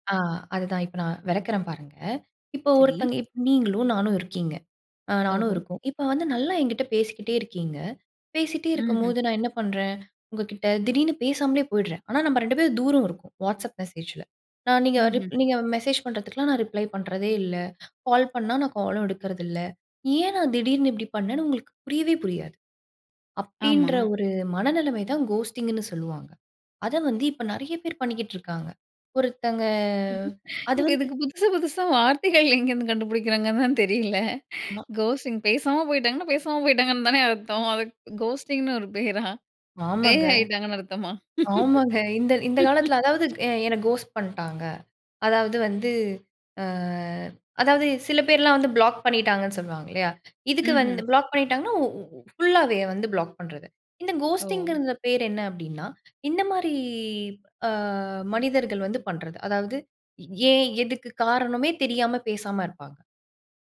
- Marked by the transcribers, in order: "இப்ப" said as "இப்"; "இருக்கோம்" said as "இருக்கீங்க"; in English: "கோஸ்ட்டிங்ன்னு"; drawn out: "ஒருத்தங்க"; laughing while speaking: "இப்ப இதுக்கு புதுசு புதுசா வார்த்தைகள் … பேய் ஆயிட்டாங்கன்னு அர்த்தமா?"; in English: "கோஸ்ட்டிங்"; in English: "கோஸ்டிங்ன்னு"; in English: "கோஸ்ட்"; drawn out: "அ"; in English: "கோஸ்ட்டிங்கறந்த"; drawn out: "மாரி"
- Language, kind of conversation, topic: Tamil, podcast, ஆன்லைன் மற்றும் நேரடி உறவுகளுக்கு சீரான சமநிலையை எப்படி பராமரிப்பது?